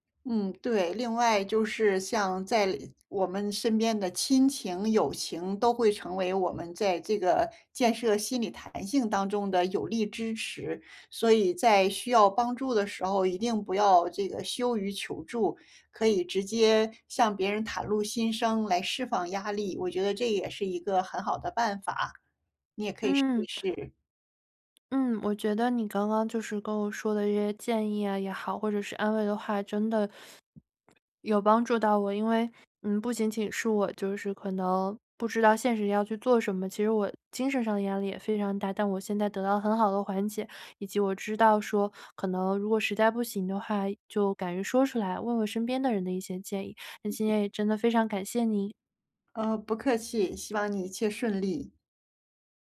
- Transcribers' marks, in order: other background noise; swallow
- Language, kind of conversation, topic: Chinese, advice, 我怎样在变化和不确定中建立心理弹性并更好地适应？